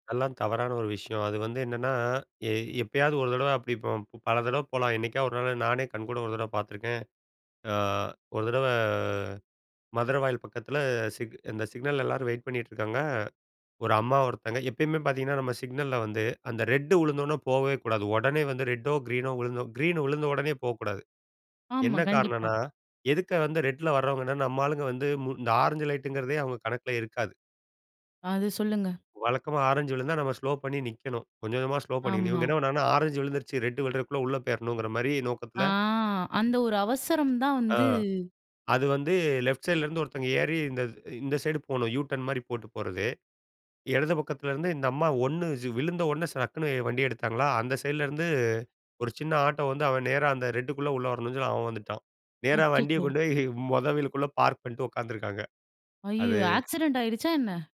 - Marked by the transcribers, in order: horn; tapping; in English: "லெஃப்ட் சைட்லேருந்து"; in English: "யூ டர்ன்"; laughing while speaking: "நேரா வண்டிய கொண்டு போய் மொத வீலுக்குள்ள பார்க் பண்ணிட்டு உட்காந்துருக்காங்க"; sad: "அச்சச்சோ!"; surprised: "அய்யயோ"; in English: "ஆக்சிடென்ட்"
- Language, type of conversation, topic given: Tamil, podcast, போக்குவரத்து அல்லது நெரிசல் நேரத்தில் மனஅழுத்தத்தை எப்படிக் கையாளலாம்?